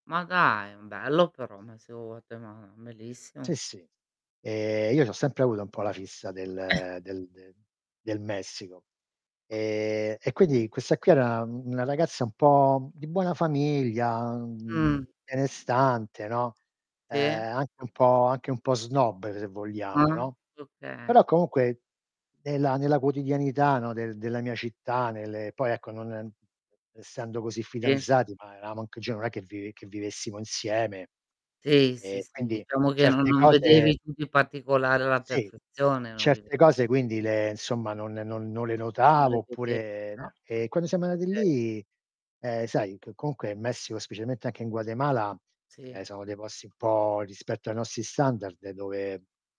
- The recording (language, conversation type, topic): Italian, unstructured, Qual è stato il tuo viaggio più deludente e perché?
- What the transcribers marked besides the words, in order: unintelligible speech; tapping; drawn out: "e"; static; distorted speech; "okay" said as "oka"; "eravamo" said as "eramo"; unintelligible speech; unintelligible speech